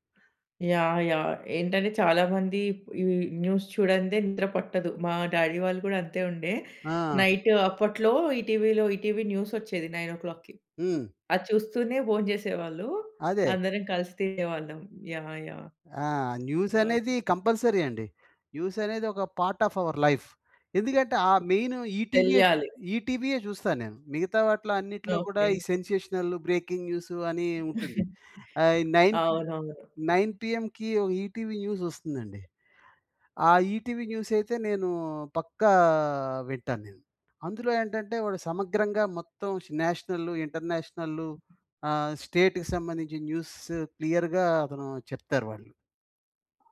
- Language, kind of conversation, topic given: Telugu, podcast, రోజూ ఏ అలవాట్లు మానసిక ధైర్యాన్ని పెంచడంలో సహాయపడతాయి?
- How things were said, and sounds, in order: tapping; in English: "న్యూస్"; in English: "డ్యాడీ"; in English: "నైట్"; in English: "న్యూస్"; in English: "న్యూస్"; in English: "కంపల్సరీ"; in English: "న్యూస్"; in English: "పార్ట్ ఆఫ్ అవర్ లైఫ్"; other background noise; in English: "మెయిన్"; in English: "సెన్సేషనల్, బ్రేకింగ్"; chuckle; in English: "న్యూస్"; in English: "న్యూస్"; door; in English: "స్టేట్‌కి"; in English: "క్లియర్‌గా"